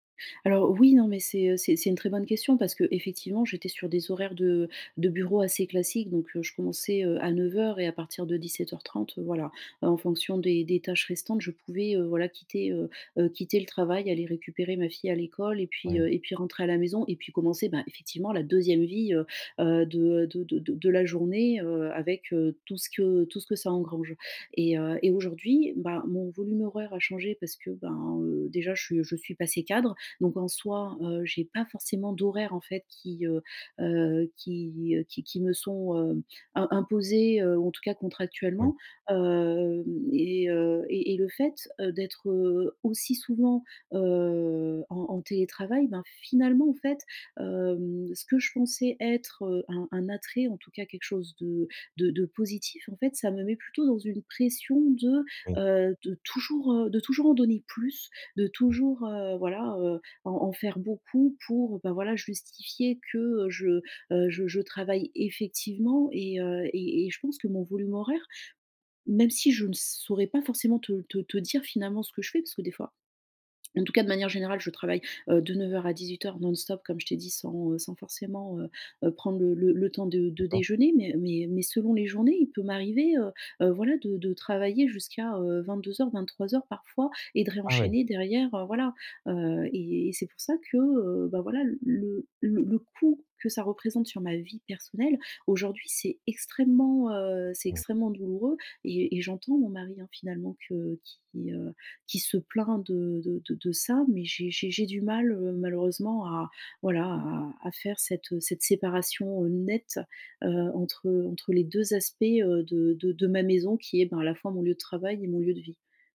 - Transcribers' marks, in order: drawn out: "ben"; drawn out: "Hem"; drawn out: "heu"; drawn out: "hem"; drawn out: "heu"; other background noise; drawn out: "heu"; stressed: "coût"; stressed: "nette"
- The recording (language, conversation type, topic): French, advice, Comment puis-je mieux séparer mon temps de travail de ma vie personnelle ?